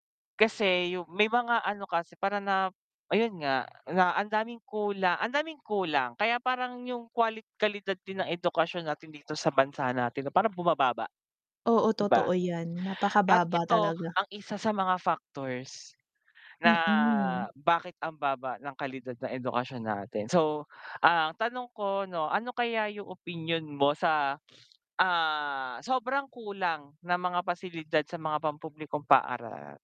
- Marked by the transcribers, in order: other background noise; static; sniff
- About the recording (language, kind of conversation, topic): Filipino, unstructured, Ano ang opinyon mo tungkol sa kakulangan ng mga pasilidad sa mga pampublikong paaralan?